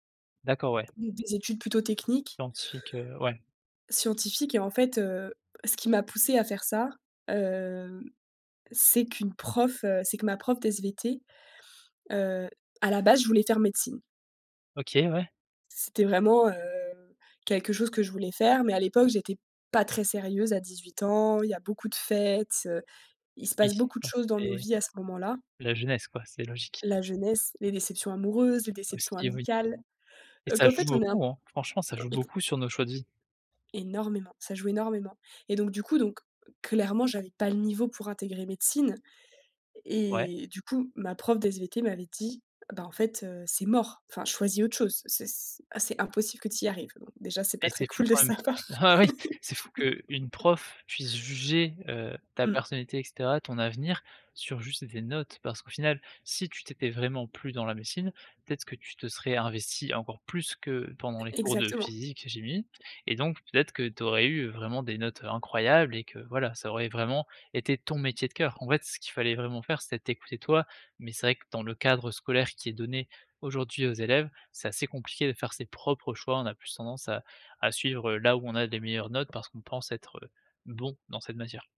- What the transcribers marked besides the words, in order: laughing while speaking: "bah oui"; laugh; tapping
- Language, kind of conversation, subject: French, podcast, Quel conseil donnerais-tu à toi-même à 18 ans, sans filtre ?